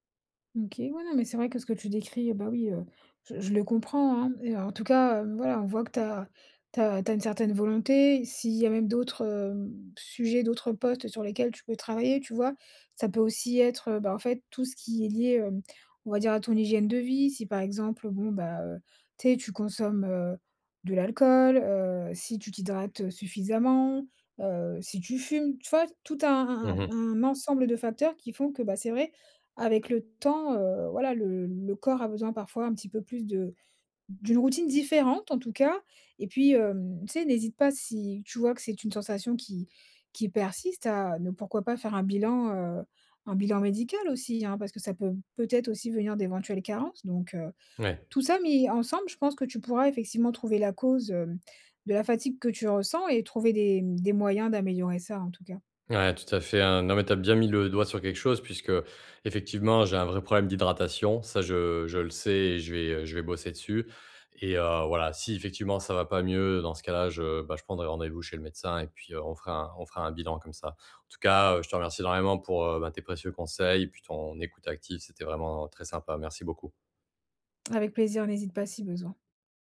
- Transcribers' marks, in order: stressed: "routine différente"
- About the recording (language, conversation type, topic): French, advice, Pourquoi est-ce que je me sens épuisé(e) après les fêtes et les sorties ?